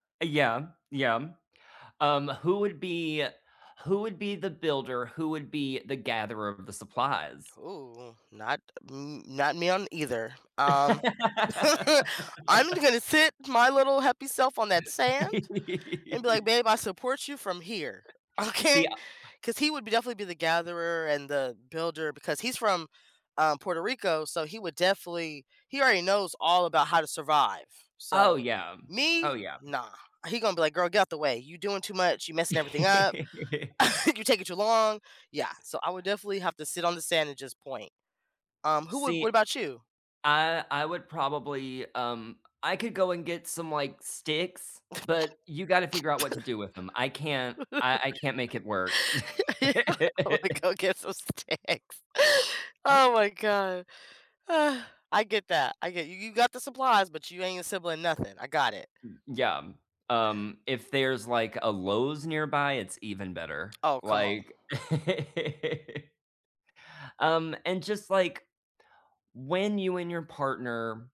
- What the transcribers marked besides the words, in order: other background noise; laugh; laugh; laugh; laugh; laugh; laughing while speaking: "Yeah. I'm gonna go get some snacks"; laugh; sigh; laugh; tapping; laugh
- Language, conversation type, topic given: English, unstructured, What small, consistent rituals help keep your relationships strong, and how did they start?
- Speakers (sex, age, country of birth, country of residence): female, 30-34, United States, United States; male, 35-39, United States, United States